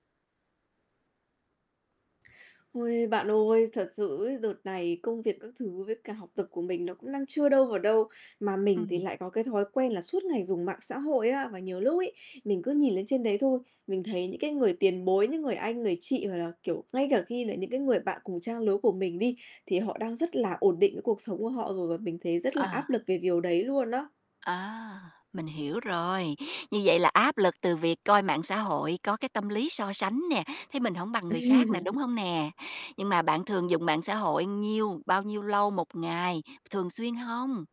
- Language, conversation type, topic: Vietnamese, advice, Làm sao để bớt cảm thấy thấp kém khi hay so sánh bản thân với người khác trên mạng xã hội?
- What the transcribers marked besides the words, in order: "đợt" said as "dợt"; tapping; "điều" said as "viều"; laughing while speaking: "Ừm"